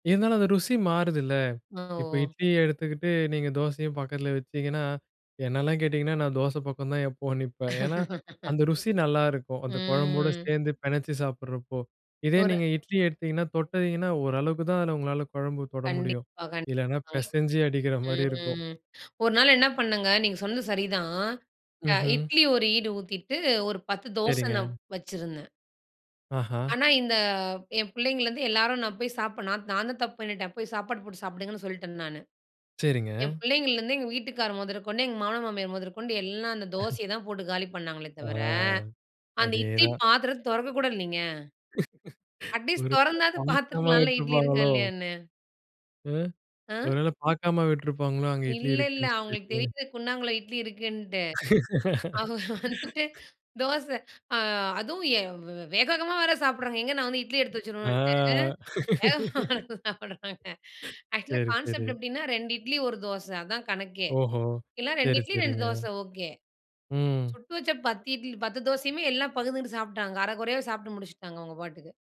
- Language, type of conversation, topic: Tamil, podcast, சமையல் உங்களுக்கு ஓய்வும் மனஅமைதியும் தரும் பழக்கமாக எப்படி உருவானது?
- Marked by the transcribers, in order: laugh; drawn out: "ம்"; other background noise; chuckle; laugh; unintelligible speech; laughing while speaking: "அட்லீஸ்ட் தொறந்தாது பாத்துருக்கலான்ல, இட்லி இருக்கா"; in English: "அட்லீஸ்ட்"; laugh; laughing while speaking: "அவுக வந்துட்டு"; laughing while speaking: "ஆ"; laughing while speaking: "வேகமா எடுத்து சாப்புடுறாங்க"; tapping; other noise; in English: "ஆக்சுவலா கான்சப்ட்"